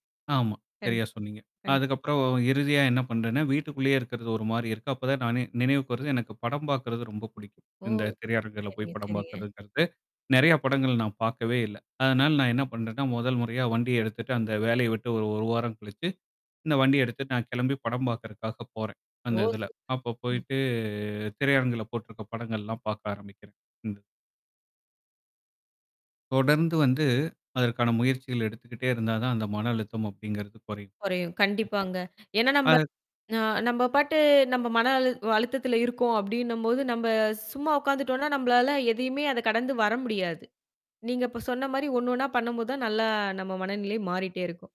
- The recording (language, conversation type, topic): Tamil, podcast, மனஅழுத்தத்தை சமாளிக்க தினமும் நீங்கள் பின்பற்றும் எந்த நடைமுறை உங்களுக்கு உதவுகிறது?
- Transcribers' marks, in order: mechanical hum; distorted speech; tapping; "பாக்கறதுக்காக" said as "பாக்கறக்காக"; in English: "சூப்பர்"; drawn out: "போயிட்டு"; other noise